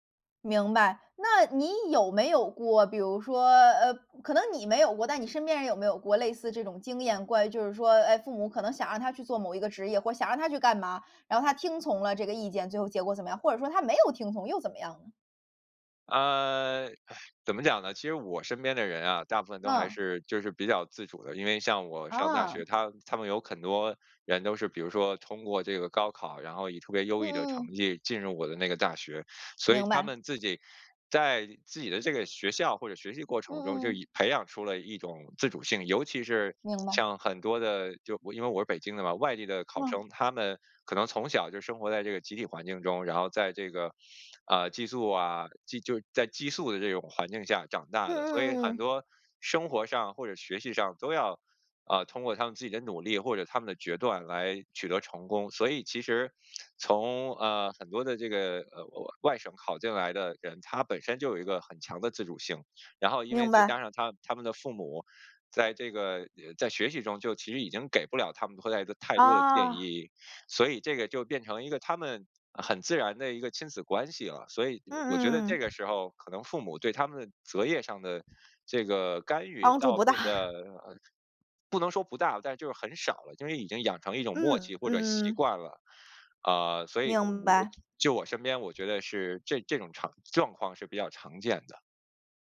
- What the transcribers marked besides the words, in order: "很多" said as "肯多"; teeth sucking; tapping; chuckle
- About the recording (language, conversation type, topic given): Chinese, podcast, 在选择工作时，家人的意见有多重要？